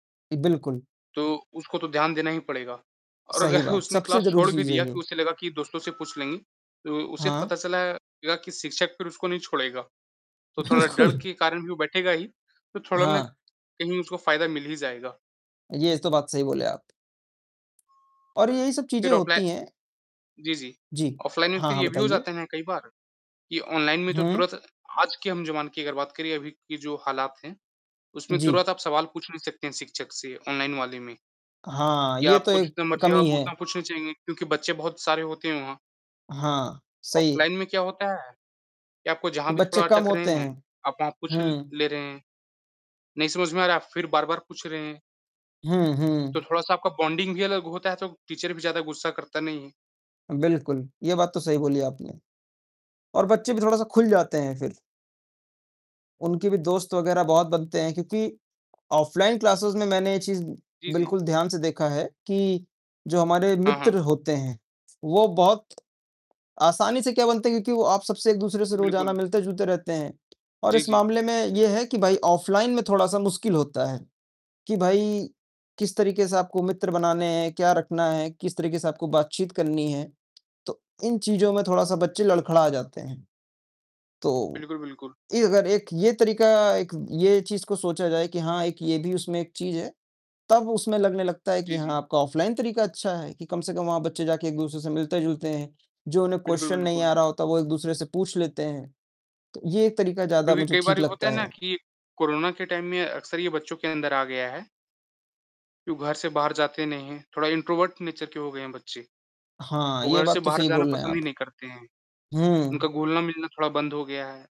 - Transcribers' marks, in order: distorted speech; mechanical hum; laughing while speaking: "और अगर उसने"; in English: "क्लास"; alarm; laughing while speaking: "बिल्कुल"; in English: "बॉन्डिंग"; in English: "टीचर"; in English: "ऑफलाइन क्लासेज़"; tapping; in English: "क्वेश्चन"; in English: "टाइम"; in English: "इंट्रोवर्ट नेचर"
- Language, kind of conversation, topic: Hindi, unstructured, क्या ऑनलाइन पढ़ाई, ऑफ़लाइन पढ़ाई से बेहतर हो सकती है?